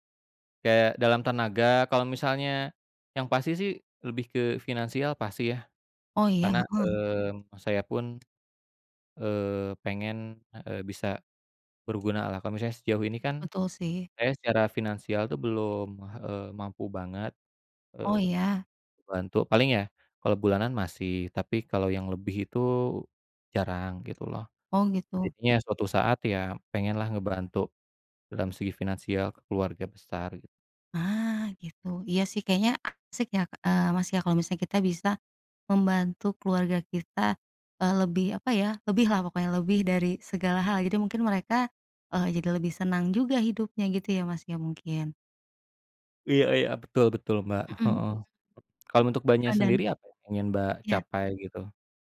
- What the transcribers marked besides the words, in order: tapping; other background noise
- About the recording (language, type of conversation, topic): Indonesian, unstructured, Bagaimana kamu membayangkan hidupmu lima tahun ke depan?